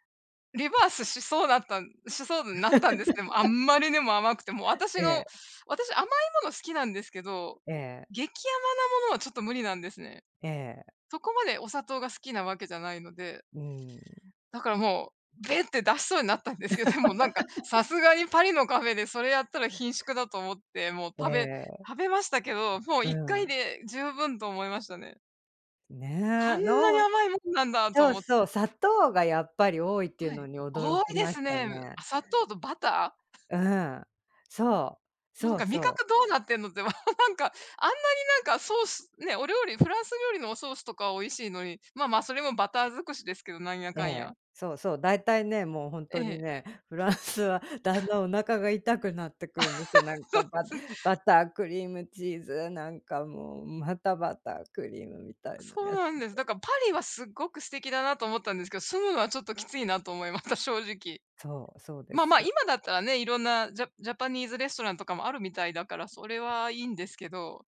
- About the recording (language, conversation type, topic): Japanese, unstructured, 旅先で食べ物に驚いた経験はありますか？
- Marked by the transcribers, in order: laugh; laugh; chuckle; laughing while speaking: "フランスは"; chuckle; laugh; laughing while speaking: "ました"; other background noise